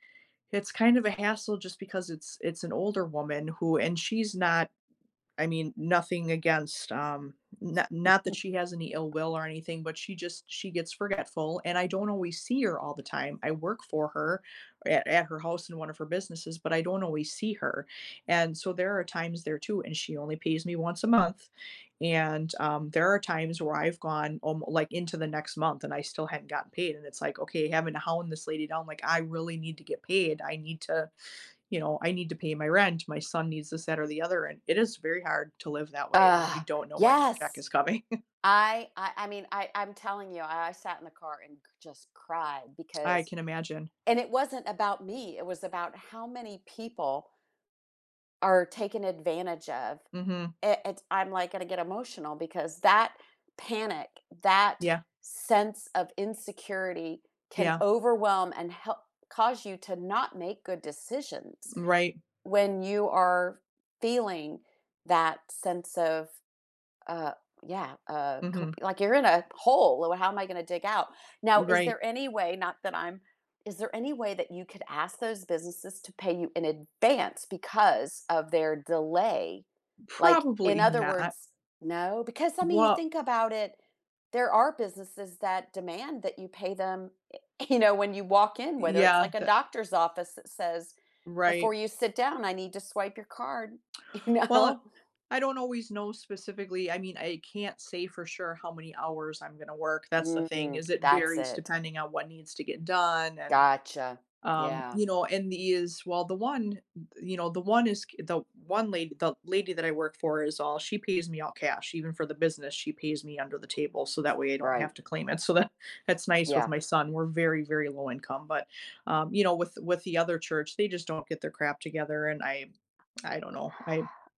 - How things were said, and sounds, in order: other background noise; chuckle; tapping; laughing while speaking: "coming"; tsk; stressed: "advance"; laughing while speaking: "you know"; laughing while speaking: "you know?"
- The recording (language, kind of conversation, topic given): English, unstructured, Were you surprised by how much debt can grow?